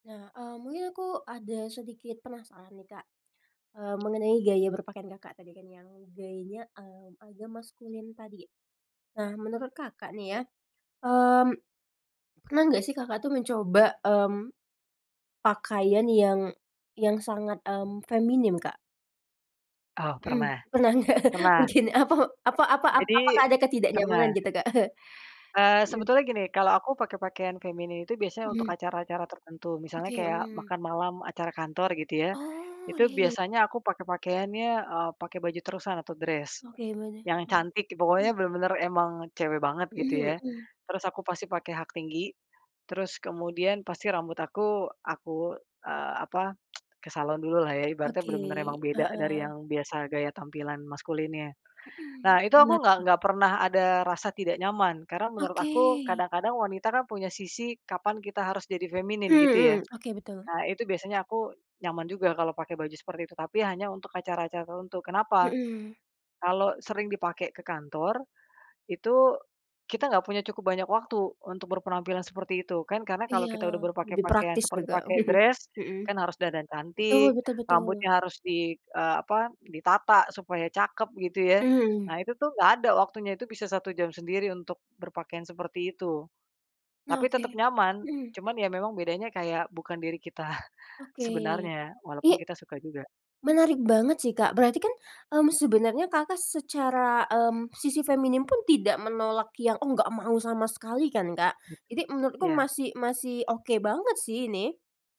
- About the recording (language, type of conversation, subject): Indonesian, podcast, Gaya berpakaian seperti apa yang paling menggambarkan dirimu, dan mengapa?
- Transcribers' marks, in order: other background noise; laughing while speaking: "nggak, mungkin"; chuckle; in English: "dress"; tsk; chuckle; in English: "dress"; laughing while speaking: "kita"